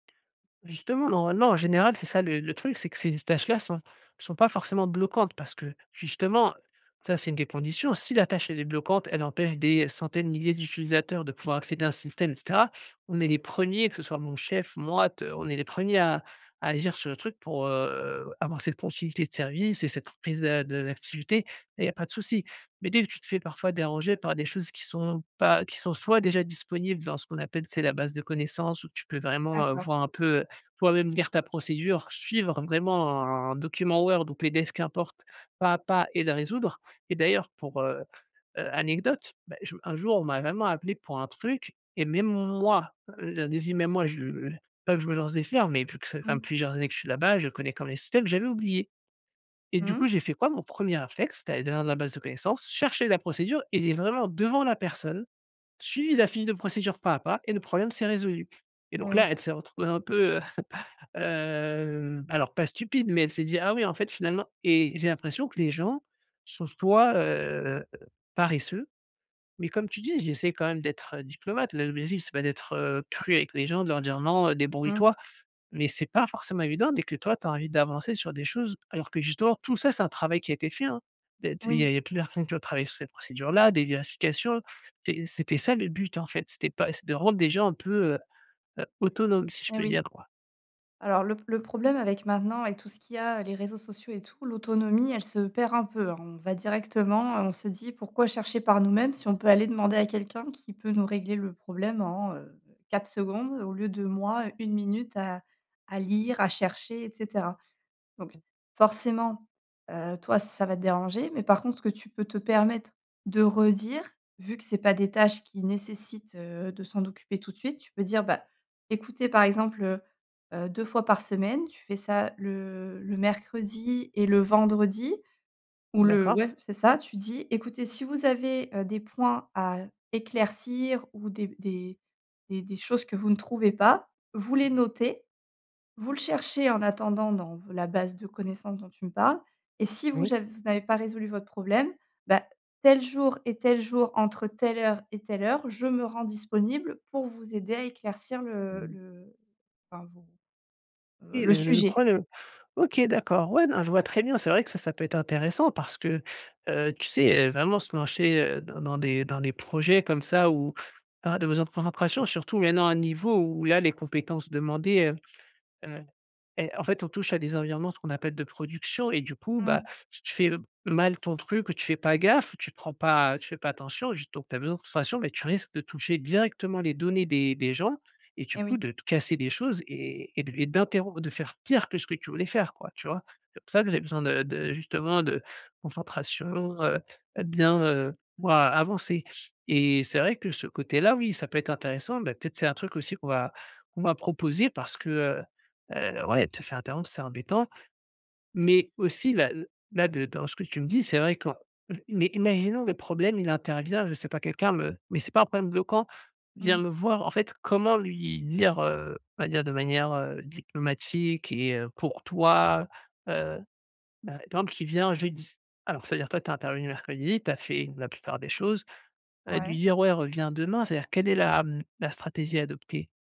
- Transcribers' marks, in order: stressed: "moi"; chuckle; drawn out: "hem"; drawn out: "heu"; other background noise; "lancer" said as "lancher"
- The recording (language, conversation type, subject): French, advice, Comment décrirais-tu ton environnement de travail désordonné, et en quoi nuit-il à ta concentration profonde ?